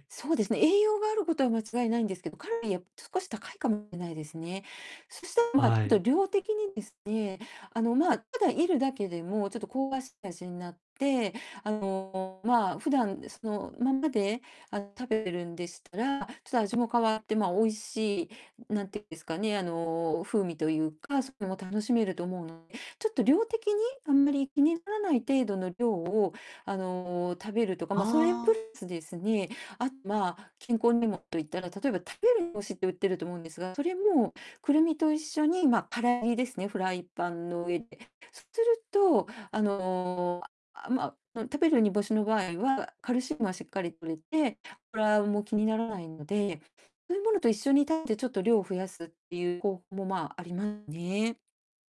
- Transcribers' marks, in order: distorted speech
- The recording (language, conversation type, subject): Japanese, advice, 間食が多くて困っているのですが、どうすれば健康的に間食を管理できますか？